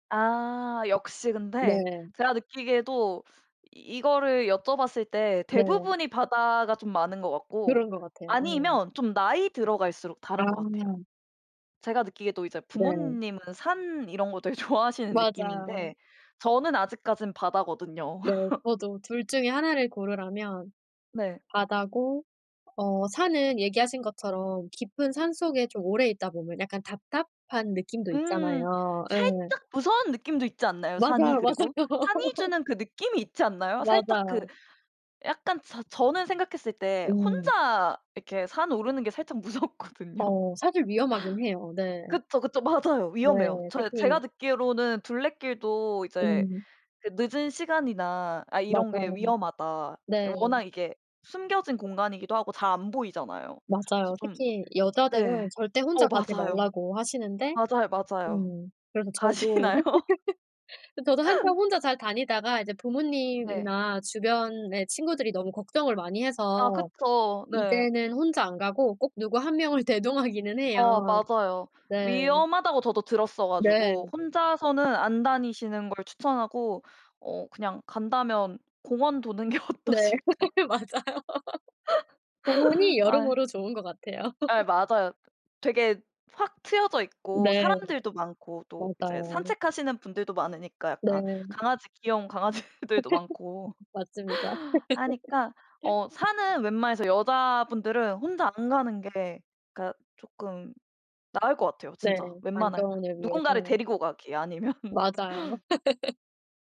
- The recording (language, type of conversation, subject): Korean, podcast, 요즘 도시 생활 속에서 자연을 어떻게 느끼고 계신가요?
- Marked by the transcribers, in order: laughing while speaking: "좋아하시는"; laugh; other background noise; laughing while speaking: "맞아요"; laugh; laughing while speaking: "무섭거든요"; laugh; laughing while speaking: "가시나요?"; laugh; tapping; laughing while speaking: "어떠실까?"; laugh; laughing while speaking: "맞아요"; laugh; laugh; laugh; laughing while speaking: "강아지들도"; laugh; laughing while speaking: "아니면"; laugh